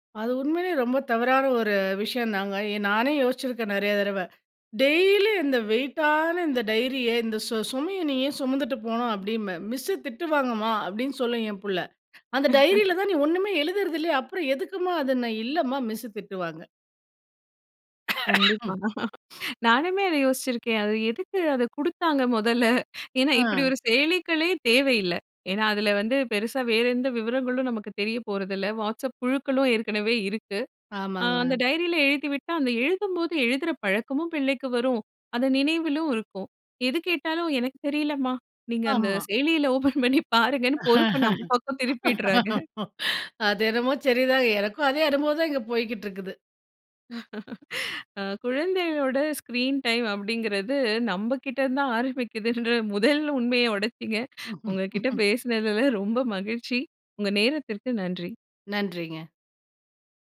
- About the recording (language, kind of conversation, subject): Tamil, podcast, குழந்தைகளின் திரை நேரத்தை எப்படிக் கட்டுப்படுத்தலாம்?
- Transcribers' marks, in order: inhale; laugh; cough; other noise; laugh; inhale; inhale; laughing while speaking: "நீங்க அந்த செயலியில ஓப்பன் பண்ணி பாருங்கன்னு பொறுப்பை நம்ம பக்கம் திருப்பிட்றாங்க"; laugh; laugh; in English: "ஸ்கிரீன் டைம்"; laughing while speaking: "முதல் உண்மைய உடைச்சிங்க. உங்ககிட்ட பேசினதுல ரொம்ப மகிழ்ச்சி"; inhale; laugh